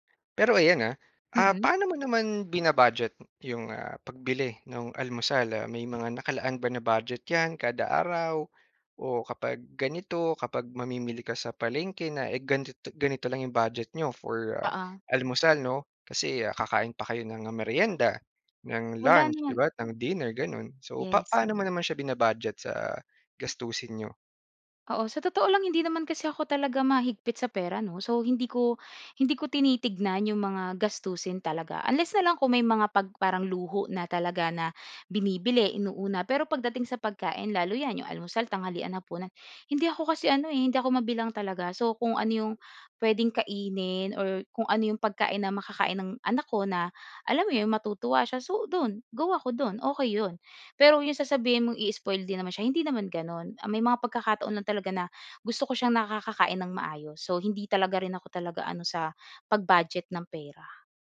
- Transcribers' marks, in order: other noise
- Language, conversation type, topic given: Filipino, podcast, Ano ang karaniwang almusal ninyo sa bahay?